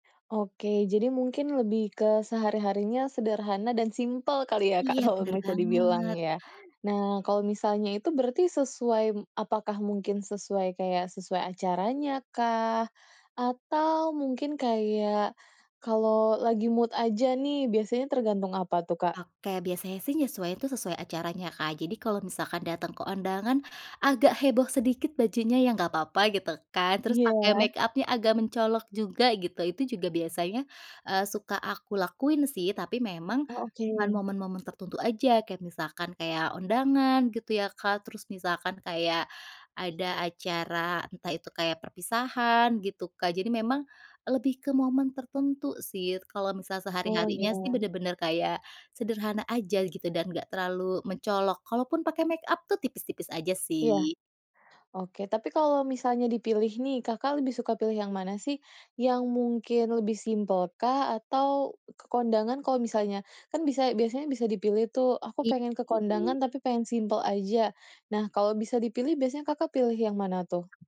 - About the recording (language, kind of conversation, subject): Indonesian, podcast, Kenapa kamu lebih suka tampil sederhana atau mencolok dalam keseharian?
- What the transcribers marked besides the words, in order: in English: "mood"; in English: "makeup-nya"; in English: "makeup"; other animal sound; tapping